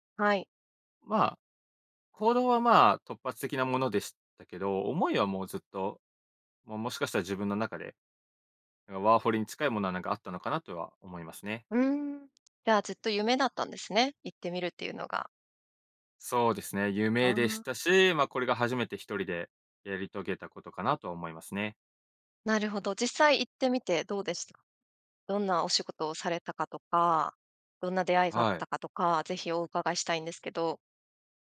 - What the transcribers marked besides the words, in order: none
- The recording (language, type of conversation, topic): Japanese, podcast, 初めて一人でやり遂げたことは何ですか？